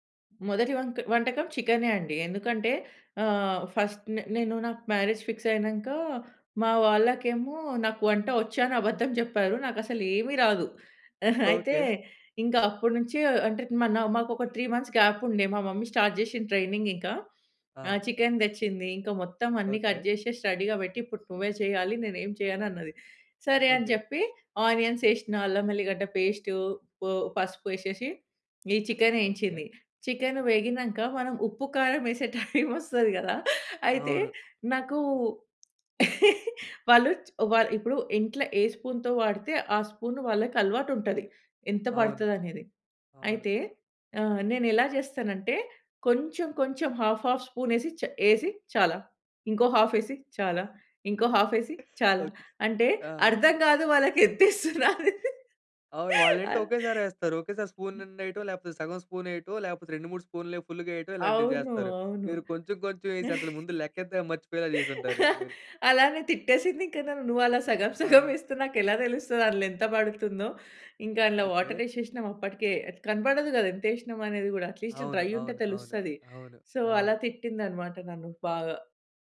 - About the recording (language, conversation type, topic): Telugu, podcast, అమ్మ వండే వంటల్లో మీకు ప్రత్యేకంగా గుర్తుండే విషయం ఏమిటి?
- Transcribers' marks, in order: in English: "ఫస్ట్"; in English: "మ్యారేజ్ ఫిక్స్"; chuckle; in English: "త్రీ మంత్స్ గ్యాప్"; in English: "మమ్మీ స్టార్ట్"; in English: "ట్రైనింగ్"; in English: "కట్"; in English: "రెడీగా"; in English: "ఆనియన్స్"; laughing while speaking: "టైమ్ వస్తది కదా!"; in English: "టైమ్"; laugh; other background noise; in English: "స్పూన్‌తో"; in English: "స్పూన్"; in English: "హాఫ్ హాఫ్ స్పూన్"; in English: "హాఫ్"; in English: "హాఫ్"; laughing while speaking: "ఎంతేస్తున్నారు ఆ!"; in English: "స్పూన్"; in English: "స్పూన్"; in English: "ఫుల్‌గా"; laugh; laugh; in English: "వాటర్"; in English: "అట్లీస్ట్ డ్రై"; in English: "సో"